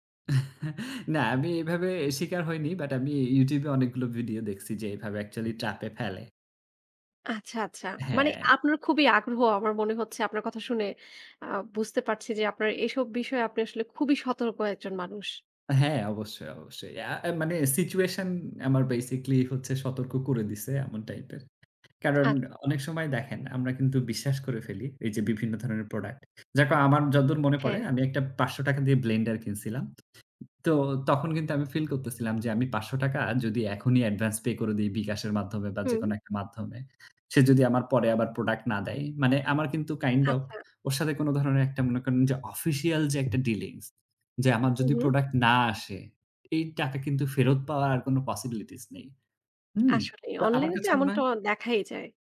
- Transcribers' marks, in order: chuckle; tapping; other background noise
- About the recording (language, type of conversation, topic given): Bengali, podcast, আপনি অনলাইন প্রতারণা থেকে নিজেকে কীভাবে রক্ষা করেন?